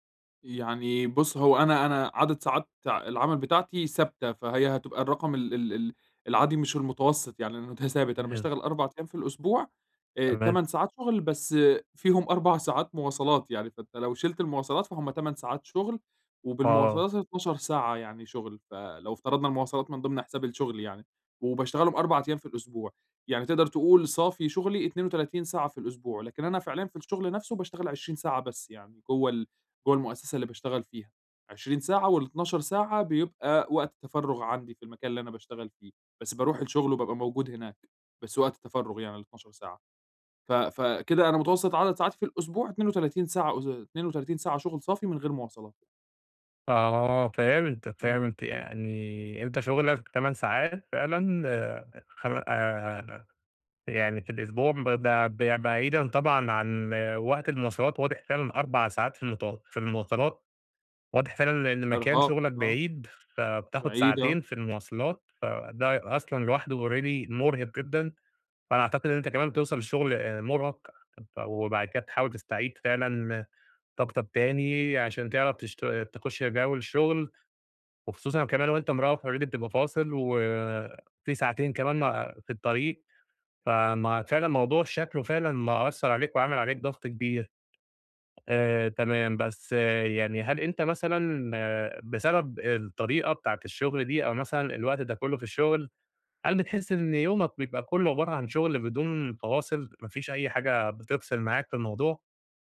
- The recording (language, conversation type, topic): Arabic, advice, إزاي أحط حدود للشغل عشان أبطل أحس بالإرهاق وأستعيد طاقتي وتوازني؟
- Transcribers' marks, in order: laughing while speaking: "المت ثابت"; in English: "already"; in English: "already"